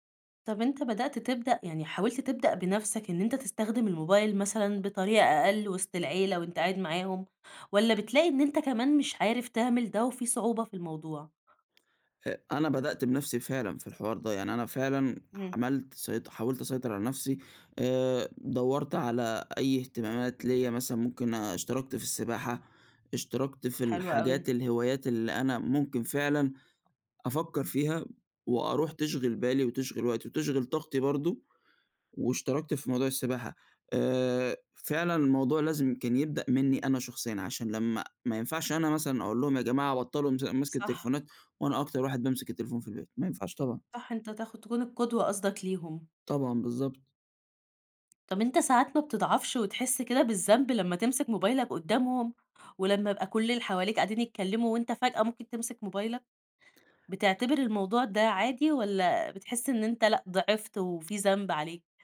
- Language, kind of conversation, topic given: Arabic, podcast, إزاي بتحدد حدود لاستخدام التكنولوجيا مع أسرتك؟
- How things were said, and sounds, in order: tapping